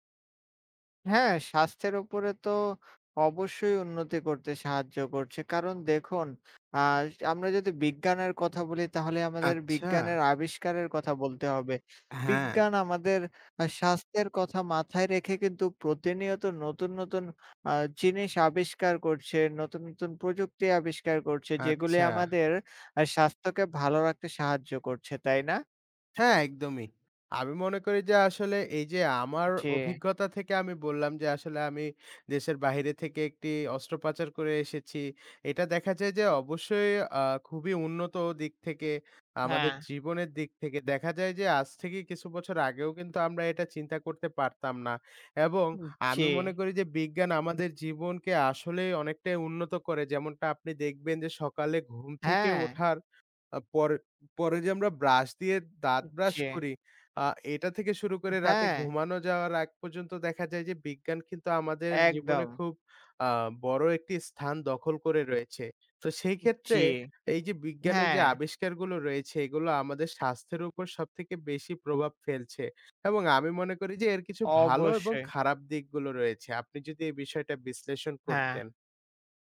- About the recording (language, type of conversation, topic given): Bengali, unstructured, বিজ্ঞান আমাদের স্বাস্থ্যের উন্নতিতে কীভাবে সাহায্য করে?
- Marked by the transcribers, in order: tapping